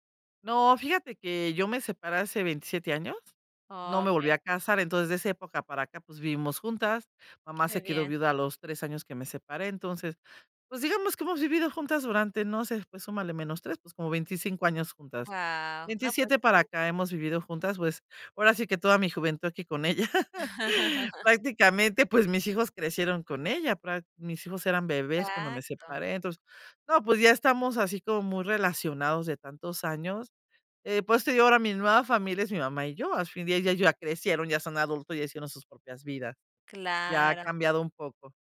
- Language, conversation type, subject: Spanish, podcast, ¿Cómo se vive un domingo típico en tu familia?
- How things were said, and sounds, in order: laugh